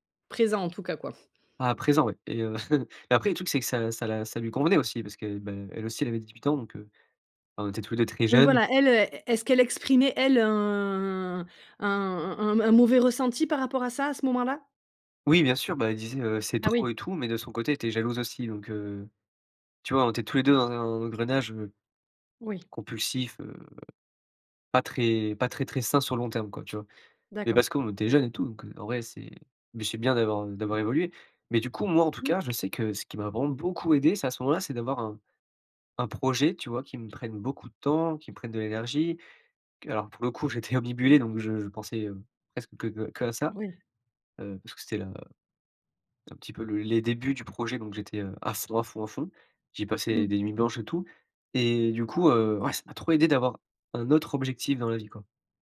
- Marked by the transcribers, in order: chuckle; drawn out: "un"; stressed: "beaucoup"; "obnubilé" said as "omnibulé"
- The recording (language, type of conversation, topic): French, podcast, Qu’est-ce qui t’a aidé à te retrouver quand tu te sentais perdu ?